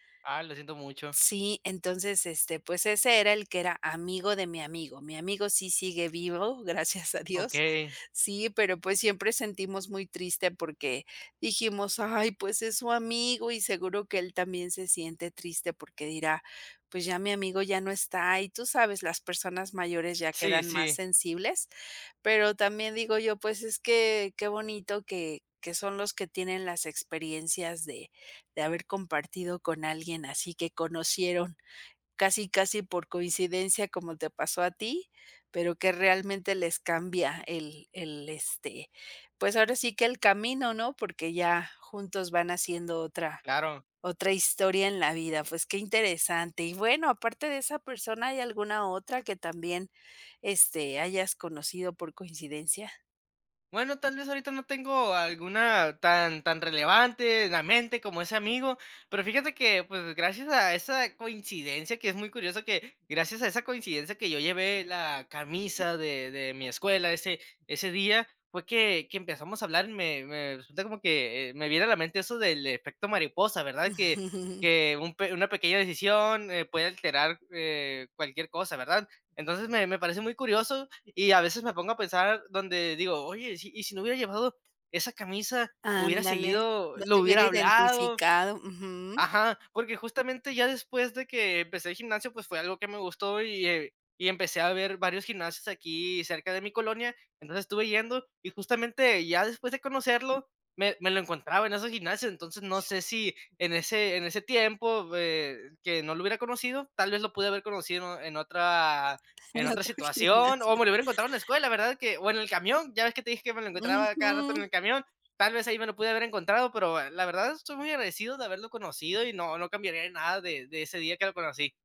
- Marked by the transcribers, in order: chuckle; tapping; other background noise; laughing while speaking: "En otro gimnasio"
- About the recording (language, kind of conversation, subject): Spanish, podcast, ¿Has conocido a alguien por casualidad que haya cambiado tu mundo?